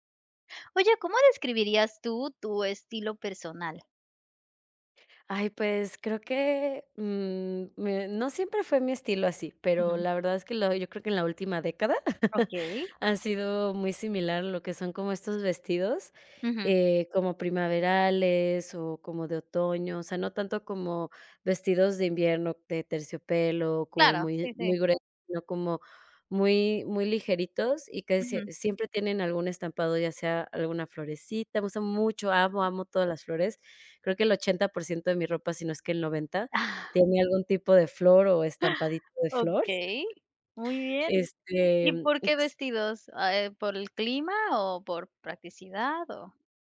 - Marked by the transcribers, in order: chuckle; tapping; chuckle
- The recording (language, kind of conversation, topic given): Spanish, podcast, ¿Cómo describirías tu estilo personal?